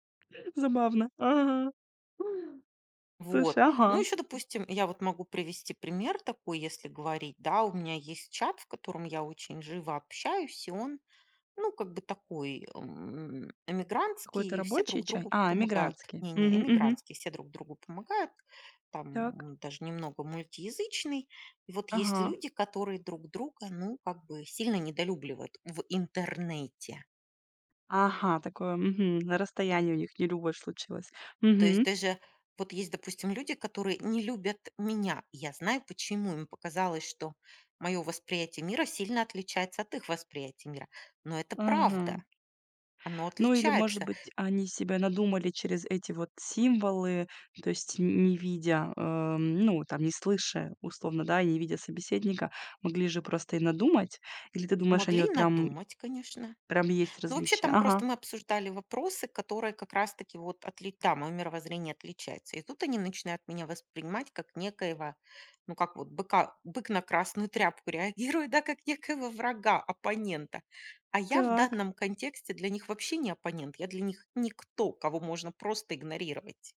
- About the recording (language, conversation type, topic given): Russian, podcast, Что важно учитывать при общении в интернете и в мессенджерах?
- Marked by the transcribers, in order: tapping